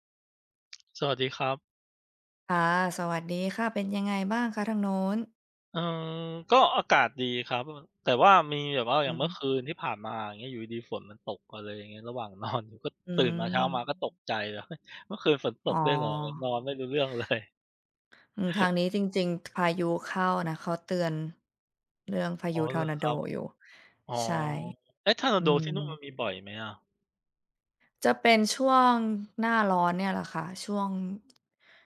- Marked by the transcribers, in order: other background noise; laughing while speaking: "นอน"; laughing while speaking: "เลย"; chuckle
- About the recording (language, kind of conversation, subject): Thai, unstructured, คุณคิดว่าอะไรทำให้ความรักยืนยาว?